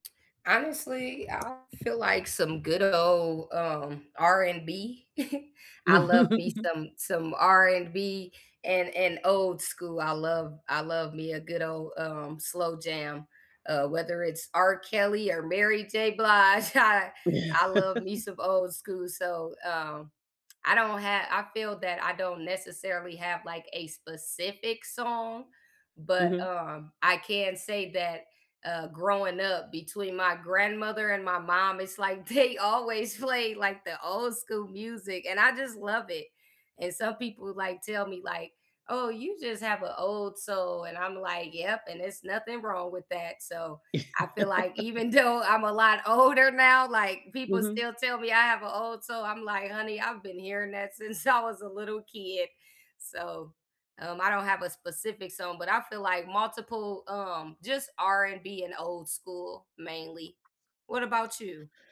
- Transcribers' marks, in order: other background noise; chuckle; chuckle; laughing while speaking: "Blige, I"; laughing while speaking: "Yeah"; laughing while speaking: "they always play"; laughing while speaking: "even though I'm a lot older now"; laugh; laughing while speaking: "since I was"
- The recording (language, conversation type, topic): English, unstructured, What’s a song that instantly brings back memories for you?
- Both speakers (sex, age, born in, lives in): female, 35-39, United States, United States; female, 55-59, United States, United States